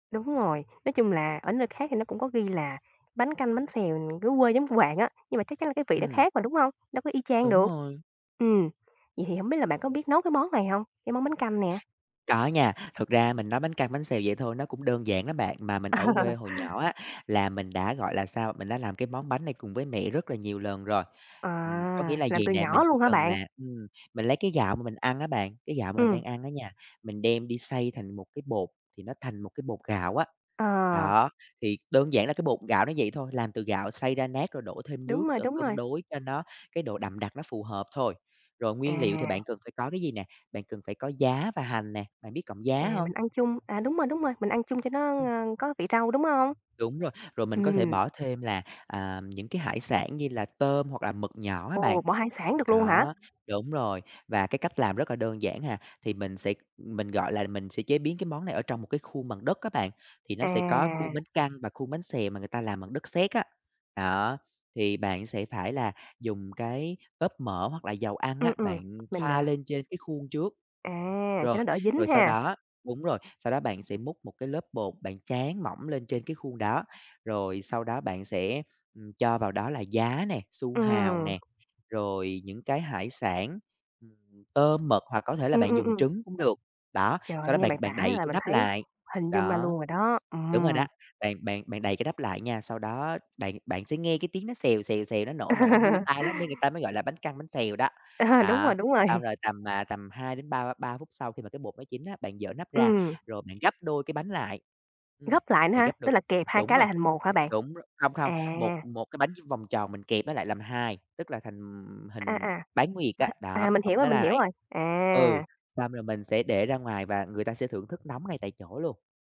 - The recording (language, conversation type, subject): Vietnamese, podcast, Món ăn quê hương nào khiến bạn xúc động nhất?
- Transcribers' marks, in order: other background noise; tapping; laugh; laugh; laughing while speaking: "Ờ"; laughing while speaking: "rồi"; unintelligible speech